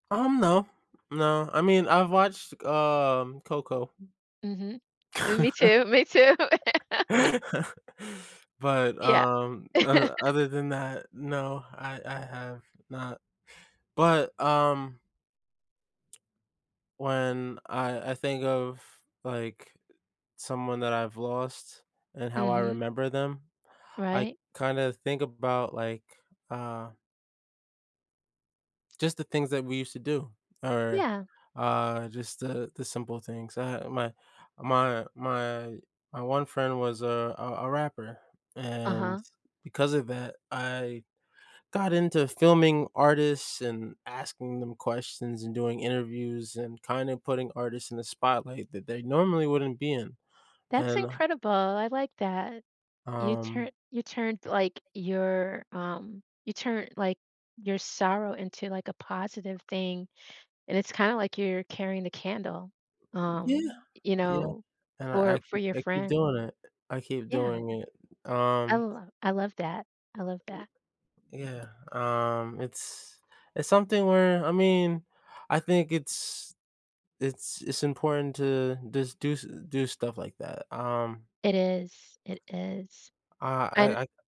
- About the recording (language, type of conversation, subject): English, unstructured, What are some meaningful ways people keep the memory of loved ones alive?
- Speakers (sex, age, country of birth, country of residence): female, 55-59, United States, United States; male, 30-34, United States, United States
- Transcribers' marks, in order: other background noise; laugh; laughing while speaking: "me too"; laugh; laugh; tapping